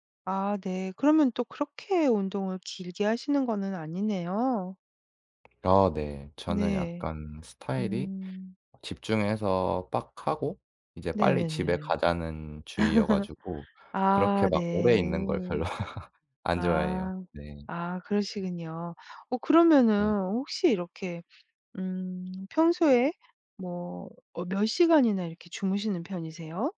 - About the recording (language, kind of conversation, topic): Korean, advice, 운동 후 피로가 오래가고 잠을 자도 회복이 잘 안 되는 이유는 무엇인가요?
- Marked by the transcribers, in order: other background noise; laugh; laughing while speaking: "별로"; laugh; tapping